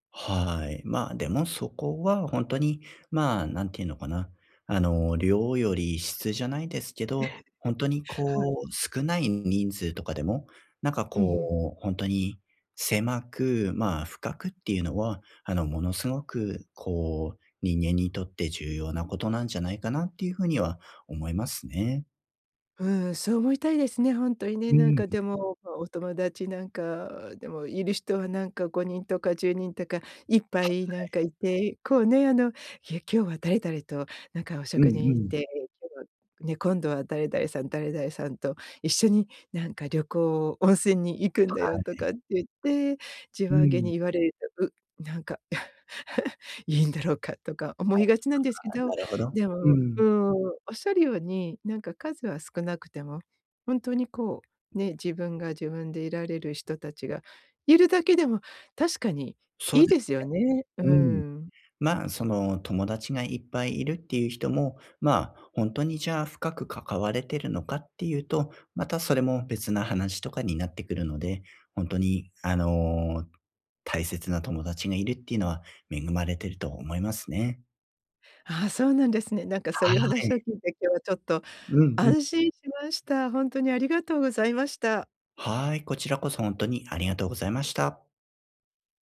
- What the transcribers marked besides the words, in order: laugh; chuckle; unintelligible speech
- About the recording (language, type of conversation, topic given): Japanese, advice, グループの中で自分の居場所が見つからないとき、どうすれば馴染めますか？